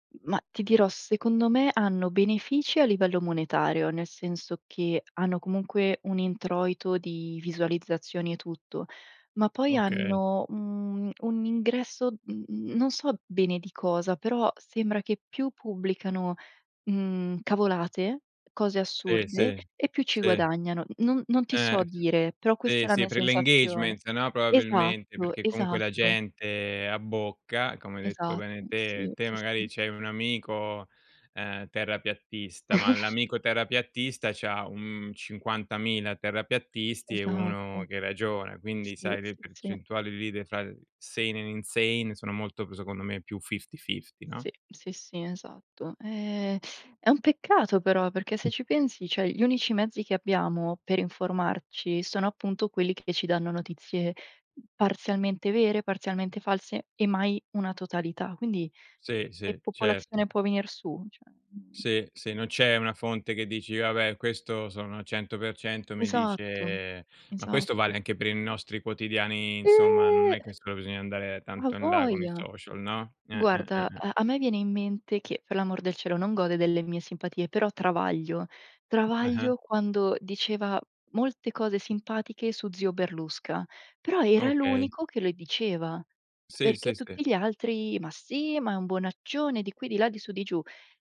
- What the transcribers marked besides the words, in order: other noise; in English: "engagement"; chuckle; in English: "sane and insane"; in English: "fifty fifty"; tapping; "cioè" said as "ceh"; other background noise; drawn out: "Eh!"
- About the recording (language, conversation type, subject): Italian, unstructured, Come pensi che i social media influenzino le notizie quotidiane?
- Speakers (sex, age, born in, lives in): female, 25-29, Italy, Italy; male, 40-44, Italy, Italy